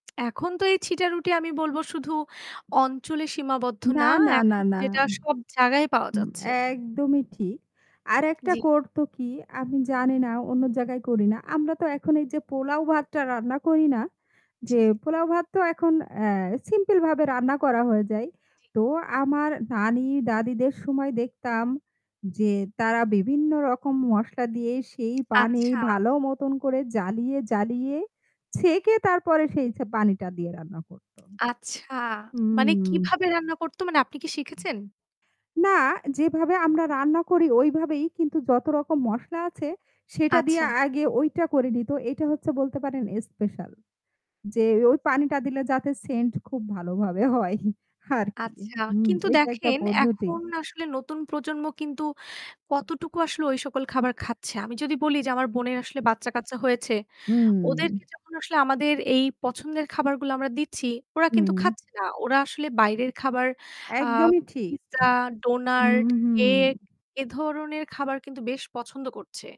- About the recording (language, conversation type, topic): Bengali, unstructured, আপনার পরিবারের প্রিয় খাবার কোনটি, আর তার ইতিহাস কী?
- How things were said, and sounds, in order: static; lip smack; distorted speech; lip smack; tapping; other background noise; "স্পেশাল" said as "এস্পেশাল"; in English: "scent"; laughing while speaking: "হয়। আরকি"; alarm; "ডোনাট" said as "ডোনার্ট"